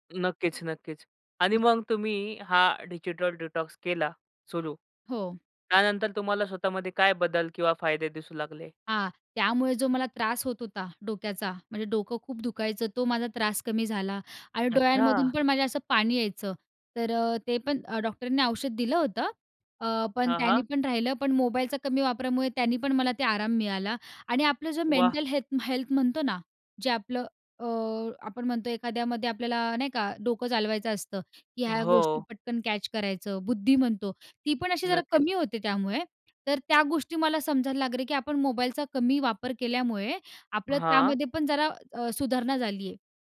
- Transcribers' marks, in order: other background noise; in English: "डिटॉक्स"; surprised: "अच्छा!"; in English: "मेंटल"; in English: "कॅच"; tapping
- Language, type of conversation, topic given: Marathi, podcast, तुम्ही इलेक्ट्रॉनिक साधनांपासून विराम कधी आणि कसा घेता?